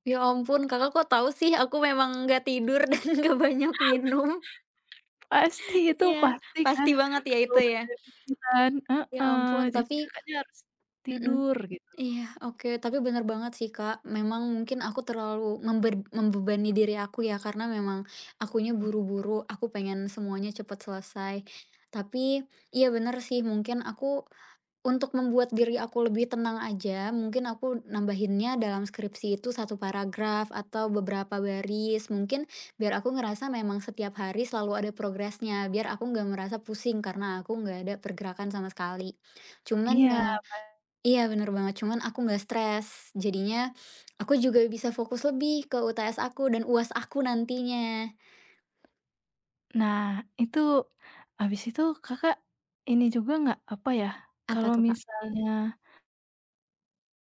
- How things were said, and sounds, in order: tapping; laughing while speaking: "dan nggak banyak minum"; laugh; other background noise; tongue click; background speech
- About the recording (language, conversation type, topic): Indonesian, advice, Mengapa Anda merasa stres karena tenggat kerja yang menumpuk?